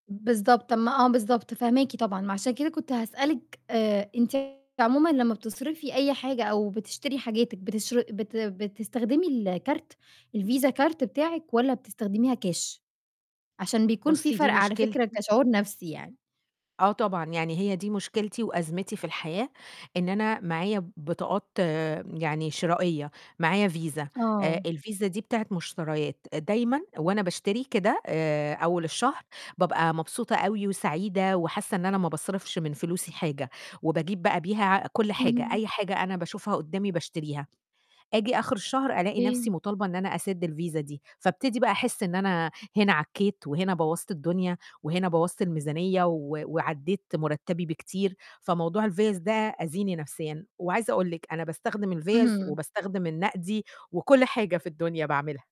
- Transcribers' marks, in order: distorted speech
- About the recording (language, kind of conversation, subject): Arabic, advice, إزاي أقدر أعرف فلوسي الشهرية بتروح فين؟